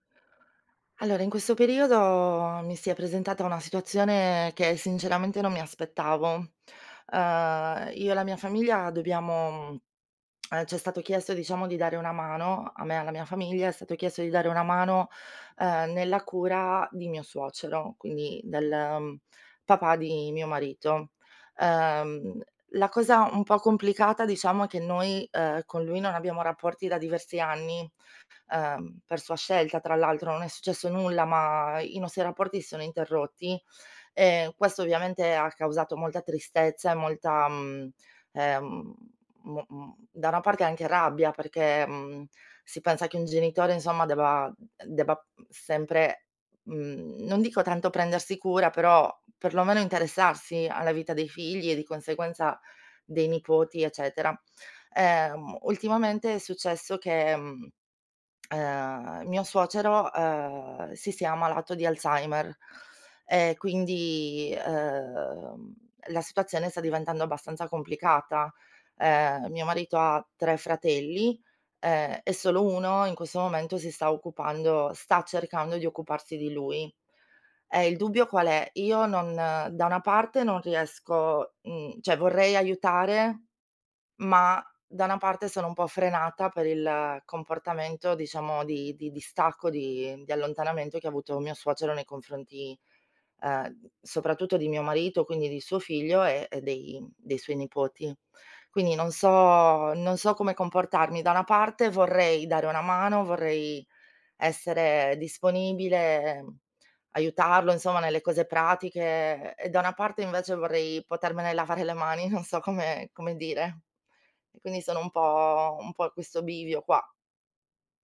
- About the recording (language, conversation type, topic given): Italian, advice, Come possiamo chiarire e distribuire ruoli e responsabilità nella cura di un familiare malato?
- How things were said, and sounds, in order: lip smack; other background noise; tongue click; sad: "lavare le mani, non so come come dire"